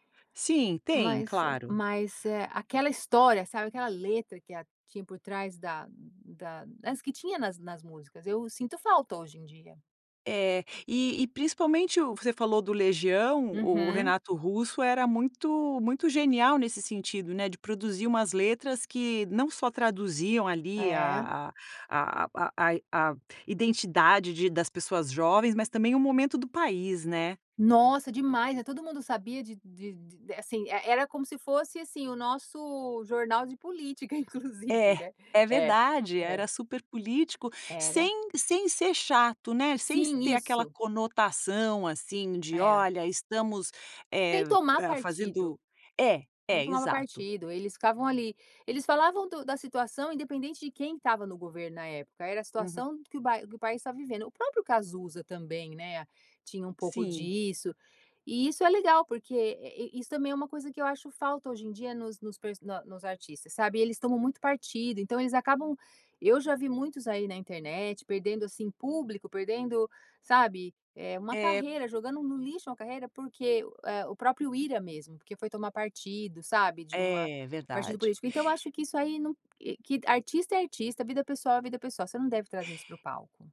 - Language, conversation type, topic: Portuguese, podcast, Que artistas você considera parte da sua identidade musical?
- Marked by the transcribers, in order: none